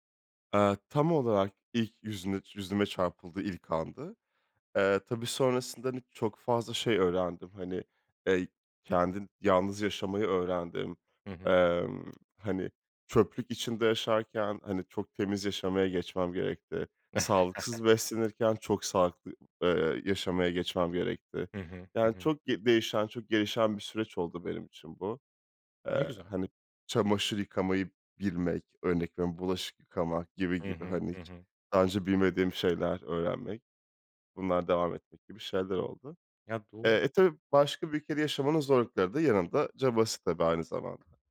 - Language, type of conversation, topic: Turkish, podcast, Hayatında seni en çok değiştiren deneyim neydi?
- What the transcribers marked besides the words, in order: other background noise; chuckle